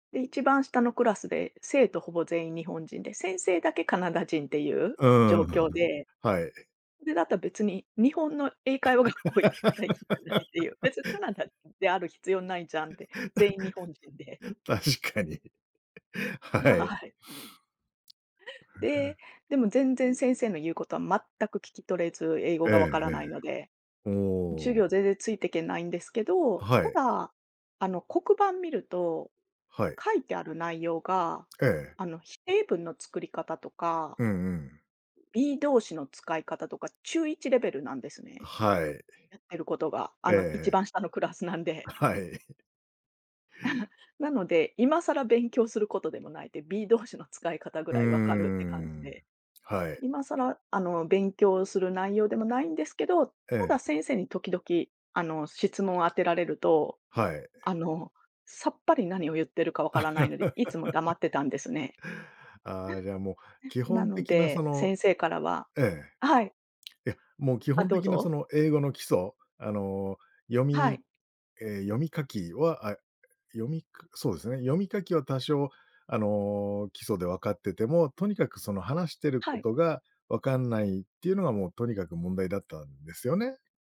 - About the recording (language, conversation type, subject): Japanese, podcast, 人生を変えた小さな決断は何でしたか？
- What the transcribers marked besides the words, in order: other background noise; laughing while speaking: "英会話学校行ったらいいんじゃないって言う"; laugh; laugh; laughing while speaking: "確かに"; laugh; other noise; tapping; laugh; laugh; laugh